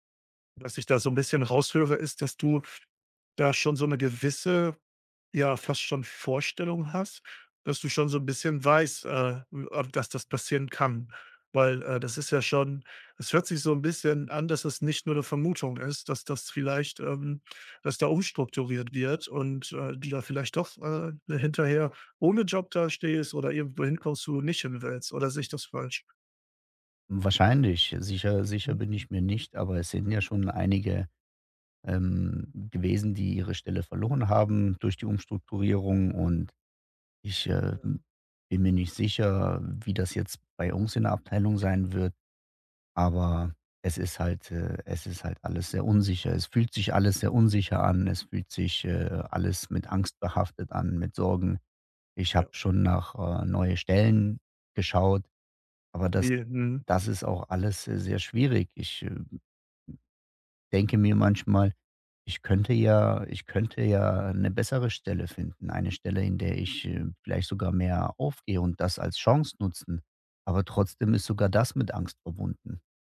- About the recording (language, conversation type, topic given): German, advice, Wie kann ich mit Unsicherheit nach Veränderungen bei der Arbeit umgehen?
- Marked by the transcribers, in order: other background noise